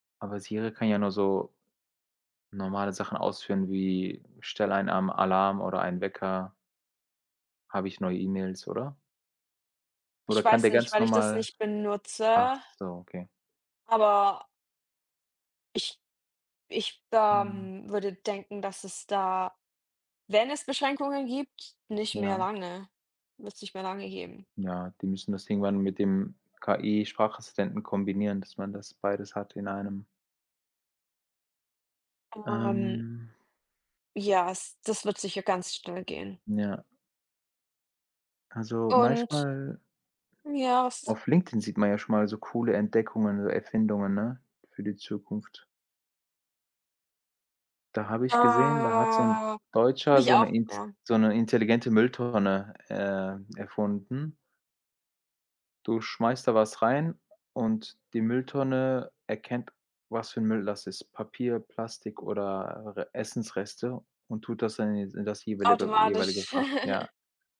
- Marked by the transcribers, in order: drawn out: "Oh"; chuckle
- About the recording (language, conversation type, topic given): German, unstructured, Welche wissenschaftliche Entdeckung hat dich glücklich gemacht?